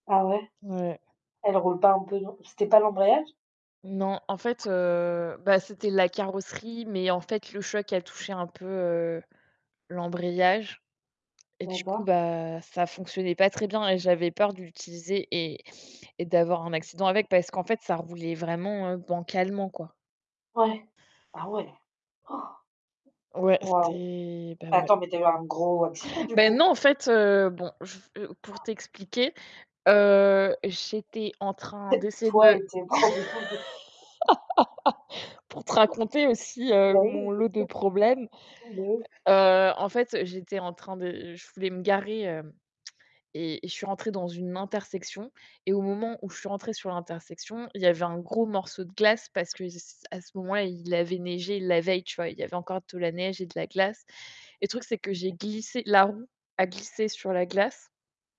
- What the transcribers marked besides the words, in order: static; tapping; gasp; other background noise; distorted speech; laugh; laughing while speaking: "problèmes de"; laugh; laugh
- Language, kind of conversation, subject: French, unstructured, Êtes-vous plutôt optimiste ou pessimiste dans la vie ?